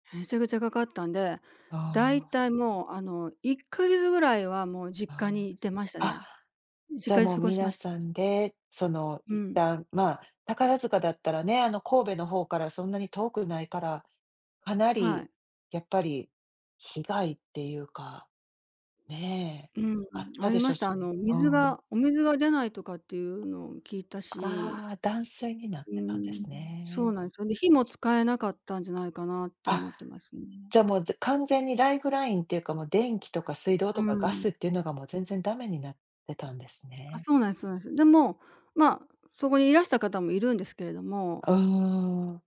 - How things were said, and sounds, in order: other noise
- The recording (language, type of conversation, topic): Japanese, advice, 過去の記憶がよみがえると、感情が大きく揺れてしまうことについて話していただけますか？